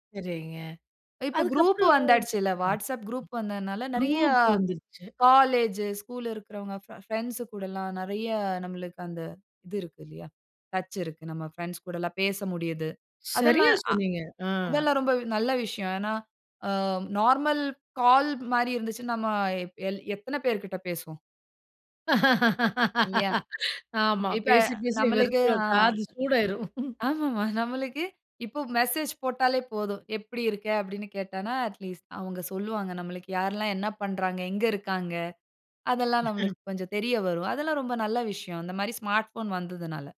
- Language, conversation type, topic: Tamil, podcast, நீங்கள் தினசரி ஸ்மார்ட்போனை எப்படிப் பயன்படுத்துகிறீர்கள்?
- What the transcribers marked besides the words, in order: other noise; other background noise; laugh; laughing while speaking: "பேசி பேசி வெறுத்துடும் காது சூடாயிரும்"; chuckle; in English: "அட் லீஸ்ட்"; unintelligible speech; in English: "ஸ்மார்ட்"